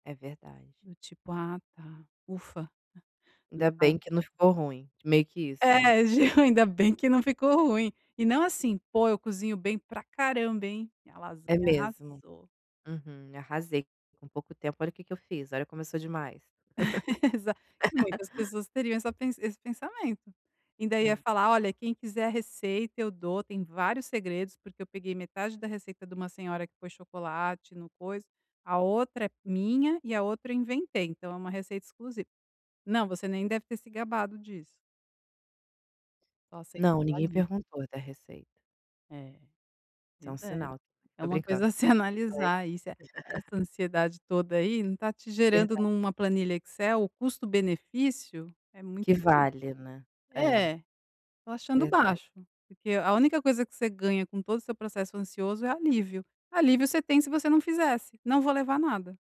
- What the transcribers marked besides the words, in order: unintelligible speech; laugh; unintelligible speech; laugh; unintelligible speech
- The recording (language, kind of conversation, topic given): Portuguese, advice, Como posso lidar com a ansiedade em festas e encontros?